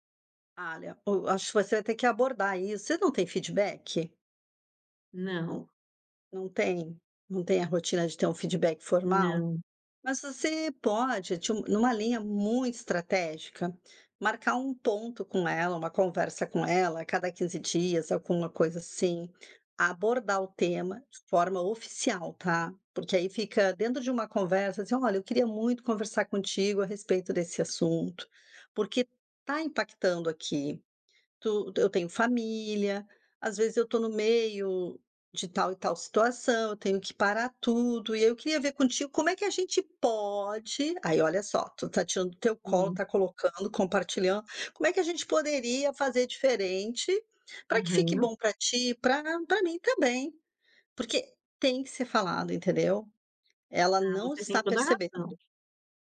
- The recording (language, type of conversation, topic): Portuguese, advice, Como posso definir limites para e-mails e horas extras?
- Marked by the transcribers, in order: "Olha" said as "alha"; tapping